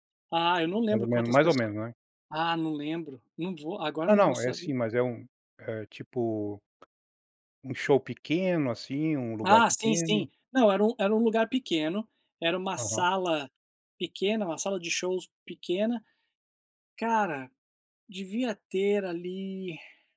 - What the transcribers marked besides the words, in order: tapping
- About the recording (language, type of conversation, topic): Portuguese, podcast, Você pode me contar sobre um lugar que mudou a sua vida?